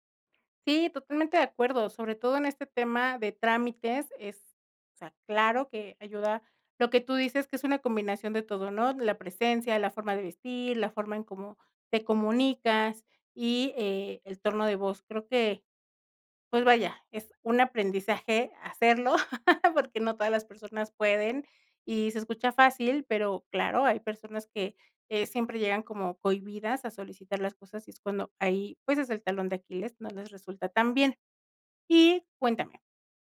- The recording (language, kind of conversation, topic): Spanish, podcast, ¿Te ha pasado que te malinterpretan por tu tono de voz?
- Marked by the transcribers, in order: laugh